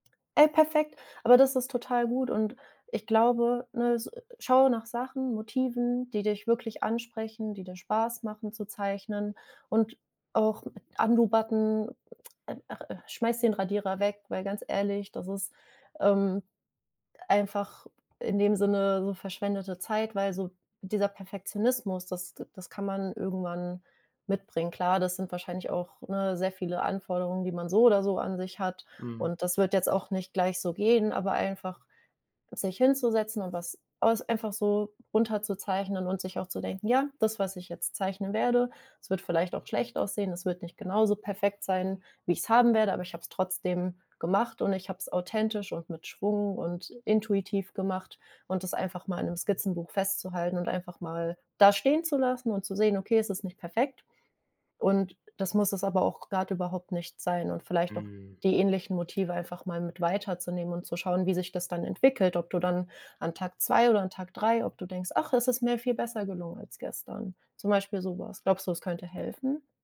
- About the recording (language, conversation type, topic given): German, advice, Wie verhindert Perfektionismus, dass du deine kreative Arbeit abschließt?
- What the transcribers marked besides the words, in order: other background noise; in English: "Undo-Button"